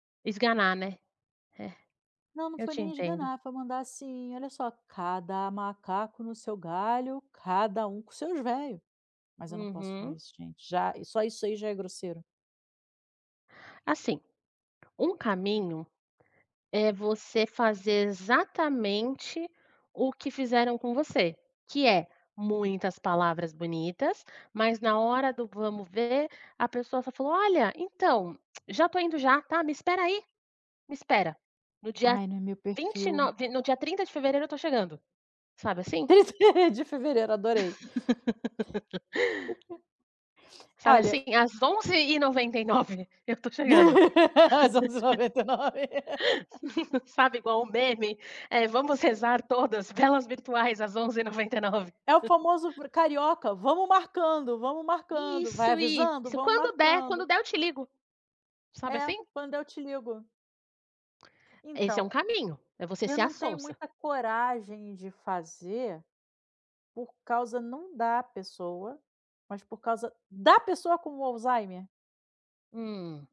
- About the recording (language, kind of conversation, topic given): Portuguese, advice, Como dizer “não” a um pedido de ajuda sem magoar a outra pessoa?
- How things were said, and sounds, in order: put-on voice: "cada macaco no seu galho, cada um com seus véio"; "velho" said as "véio"; tapping; tongue click; laughing while speaking: "trinta"; laugh; unintelligible speech; other background noise; laughing while speaking: "As onze e noventa e nove"; laugh; chuckle